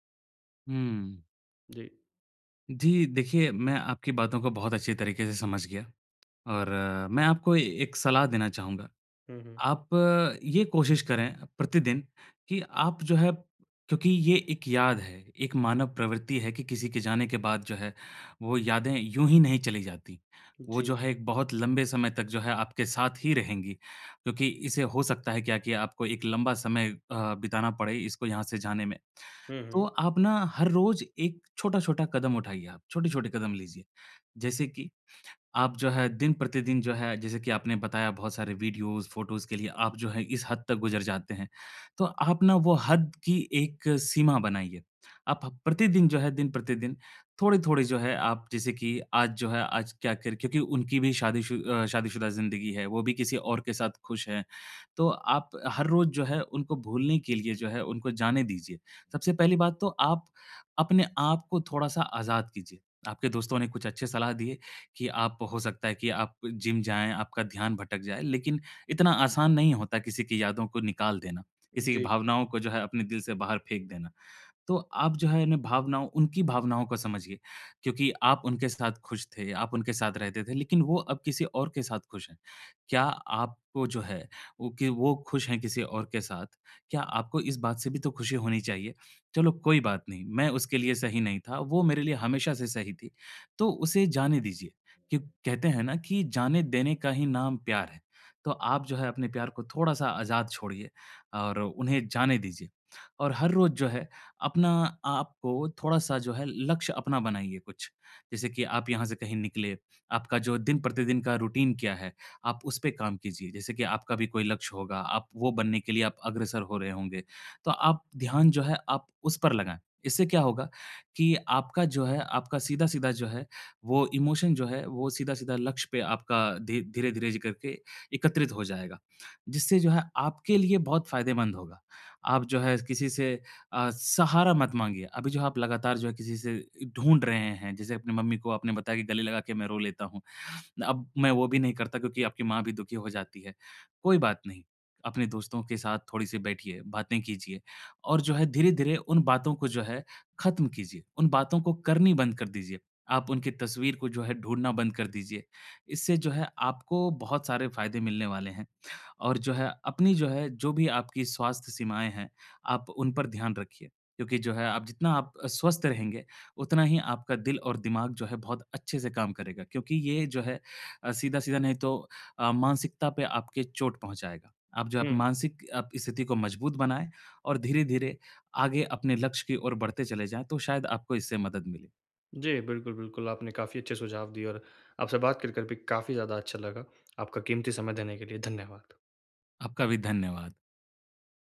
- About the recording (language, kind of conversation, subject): Hindi, advice, टूटे रिश्ते के बाद मैं आत्मिक शांति कैसे पा सकता/सकती हूँ और नई शुरुआत कैसे कर सकता/सकती हूँ?
- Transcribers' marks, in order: in English: "वीडियोज़, फ़ोटोज़"; in English: "रूटीन"; in English: "इमोशन"